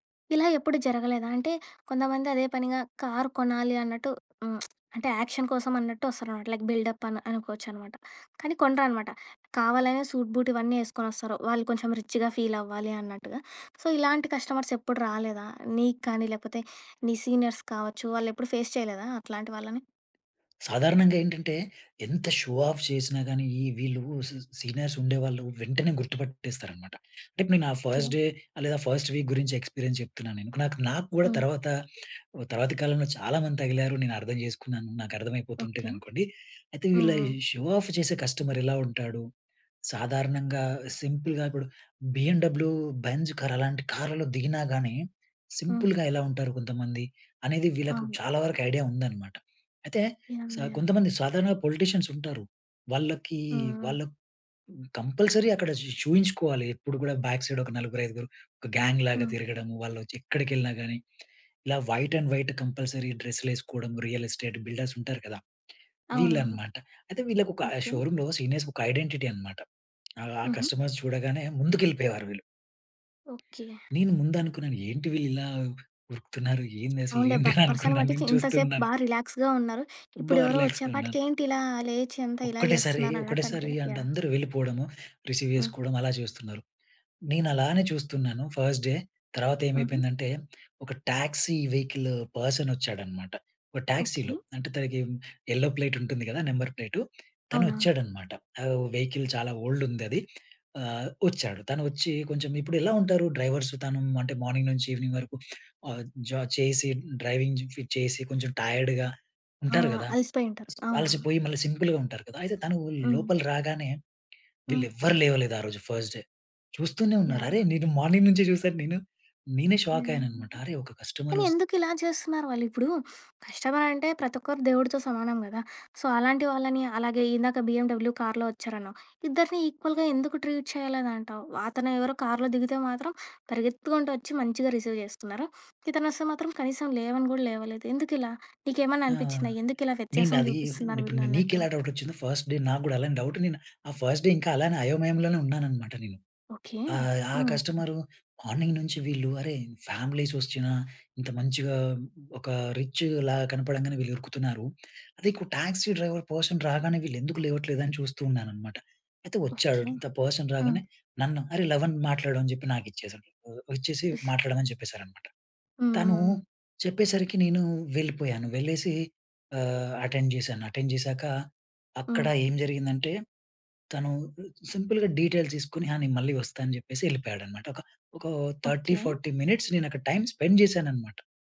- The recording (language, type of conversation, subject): Telugu, podcast, మీ కొత్త ఉద్యోగం మొదటి రోజు మీకు ఎలా అనిపించింది?
- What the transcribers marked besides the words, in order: lip smack; in English: "యాక్షన్"; in English: "లైక్ బిల్డప్"; in English: "సూట్ బూట్"; in English: "రిచ్‌గా ఫీల్"; in English: "సో"; in English: "కస్టమర్స్"; in English: "సీనియర్స్‌కి"; in English: "ఫేస్"; in English: "షో ఆఫ్"; tapping; in English: "సీనియర్స్"; in English: "లైక్"; in English: "ఫస్ట్ డే"; in English: "ఫస్ట్ వీక్"; in English: "ఎక్స్పీరియన్స్"; other background noise; in English: "షో ఆఫ్"; in English: "కస్టమర్"; in English: "సింపుల్‌గా"; in English: "సింపుల్‌గా"; in English: "పొలిటీషియన్స్"; in English: "కంపల్సరీ"; in English: "బ్యాక్ సైడ్"; in English: "గ్యాంగ్"; in English: "వైట్ అండ్ వైట్ కంపల్సరీ"; in English: "రియల్ ఎస్టేట్ బిల్డర్స్"; in English: "షోరూమ్‌లో సీనియర్స్‌కి"; in English: "ఐడెంటిటీ"; in English: "కస్టమర్స్"; laughing while speaking: "ఏంటా అని అనుకున్నాను. నేను చూస్తున్నాను"; in English: "పర్సన్"; in English: "రిలాక్స్"; in English: "రిలాక్స్‌గా"; in English: "రిసీవ్"; in English: "ఫస్ట్ డే"; in English: "పర్సన్"; in English: "యెల్లో ప్లేట్"; in English: "వెహికిల్"; in English: "ఓల్డ్"; in English: "డ్రైవర్స్"; in English: "మార్నింగ్"; in English: "ఈవినింగ్"; in English: "టైర్డ్‌గా"; in English: "సింపుల్‌గా"; in English: "ఫస్ట్ డే"; in English: "మార్నింగ్"; in English: "షాక్"; in English: "కస్టమర్"; sniff; in English: "సో"; in English: "ఈక్వల్‌గా"; in English: "ట్రీట్"; in English: "రిసీవ్"; in English: "డౌట్"; in English: "ఫస్ట్ డే"; in English: "డౌట్"; in English: "ఫస్ట్ డే"; in English: "మార్నింగ్"; in English: "ఫ్యామిలీస్"; in English: "రిచ్‌ల"; in English: "టాక్సీ డ్రైవర్ పర్సన్"; in English: "పర్సన్"; other noise; in English: "అటెండ్"; in English: "అటెండ్"; in English: "సింపుల్‌గా డీటెయిల్"; in English: "థర్టీ ఫార్టీ మినిట్స్"; in English: "టైమ్ స్పెండ్"